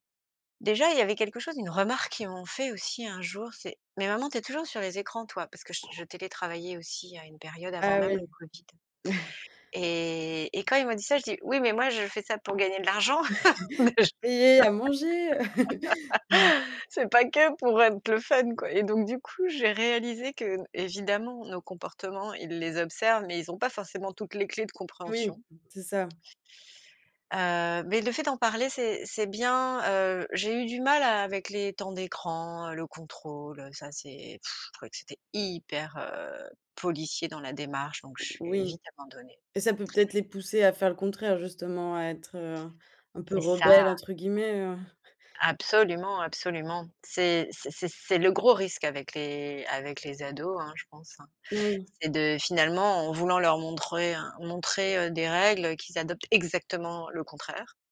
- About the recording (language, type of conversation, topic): French, podcast, Quelles habitudes numériques t’aident à déconnecter ?
- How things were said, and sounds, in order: other background noise; chuckle; drawn out: "Et"; chuckle; tapping; laughing while speaking: "Déjà !"; laugh; stressed: "que"; chuckle; unintelligible speech; scoff; stressed: "hyper"; stressed: "exactement"